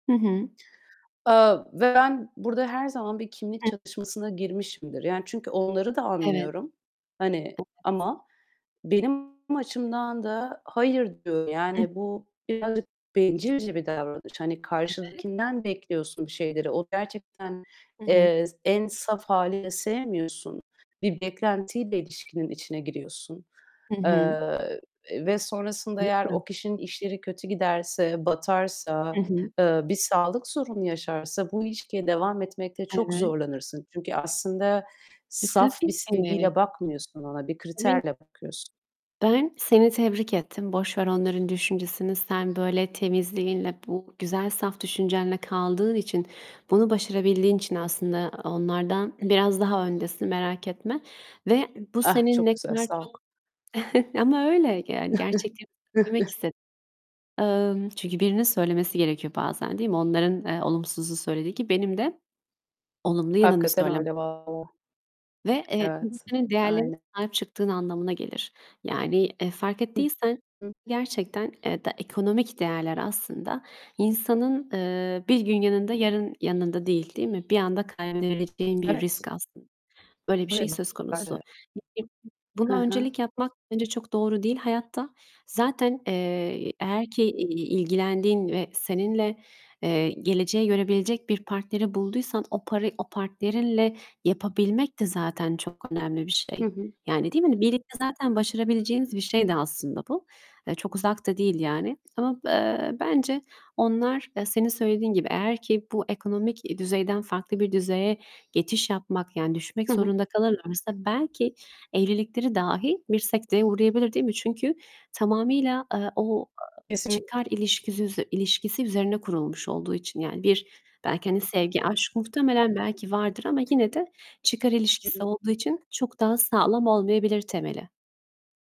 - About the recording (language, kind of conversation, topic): Turkish, unstructured, Kimliğinle ilgili yaşadığın en büyük çatışma neydi?
- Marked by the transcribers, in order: tapping; distorted speech; other background noise; unintelligible speech; unintelligible speech; chuckle; chuckle; unintelligible speech; unintelligible speech; unintelligible speech